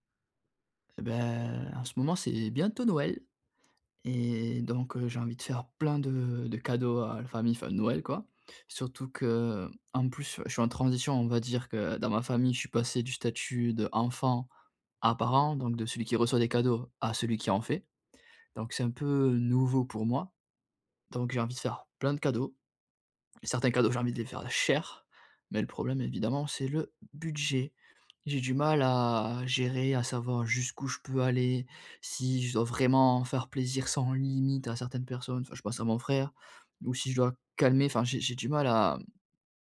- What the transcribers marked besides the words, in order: stressed: "cher"
- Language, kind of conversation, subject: French, advice, Comment puis-je acheter des vêtements ou des cadeaux ce mois-ci sans dépasser mon budget ?